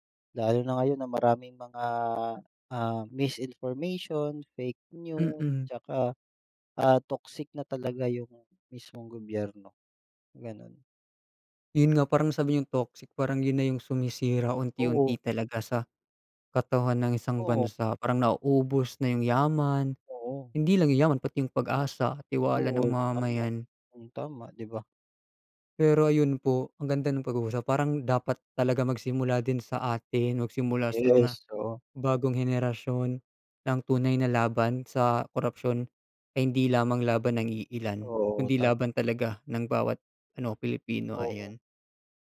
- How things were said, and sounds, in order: in English: "misinformation, fake news"; other background noise
- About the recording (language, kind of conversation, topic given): Filipino, unstructured, Paano mo nararamdaman ang mga nabubunyag na kaso ng katiwalian sa balita?